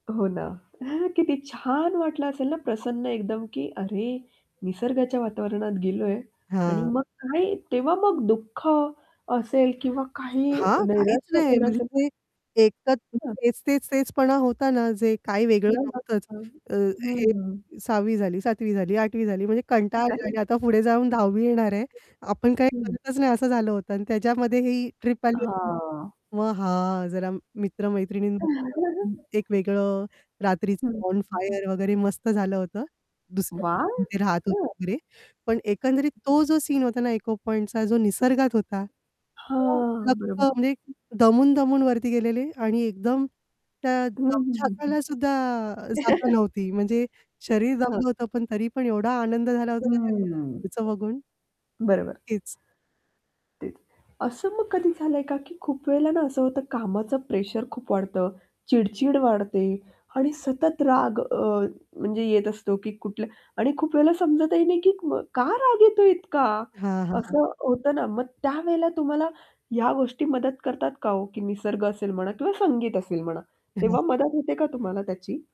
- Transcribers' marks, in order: chuckle; stressed: "दुःख"; distorted speech; static; unintelligible speech; unintelligible speech; other background noise; unintelligible speech; other noise; drawn out: "हां"; chuckle; in English: "बॉन फायर"; unintelligible speech; tapping; chuckle; unintelligible speech; unintelligible speech
- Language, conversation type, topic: Marathi, podcast, निसर्ग किंवा संगीत तुम्हाला कितपत प्रेरणा देतात?